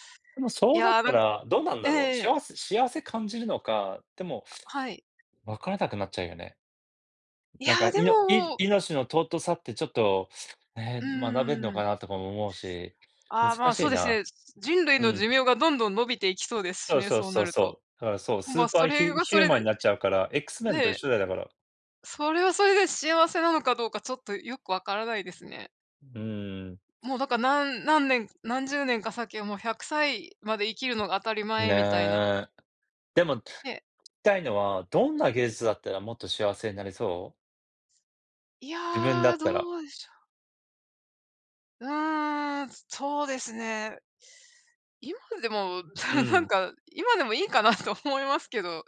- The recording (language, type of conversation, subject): Japanese, unstructured, 技術の進歩によって幸せを感じたのはどんなときですか？
- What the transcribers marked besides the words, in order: other background noise; tapping; chuckle; laughing while speaking: "いいかなと"